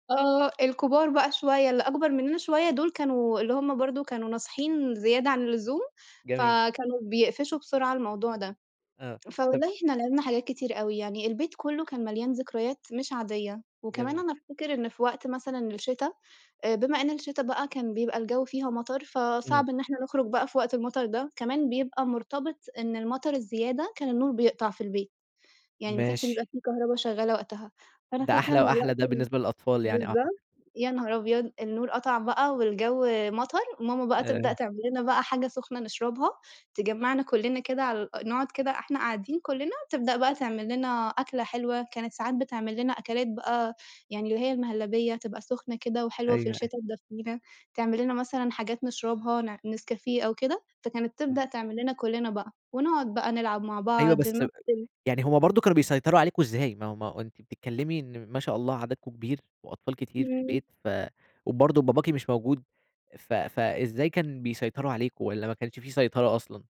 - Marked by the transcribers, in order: tapping; other background noise
- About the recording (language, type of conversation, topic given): Arabic, podcast, احكيلي عن ذكرى من طفولتك عمرها ما بتتنسي؟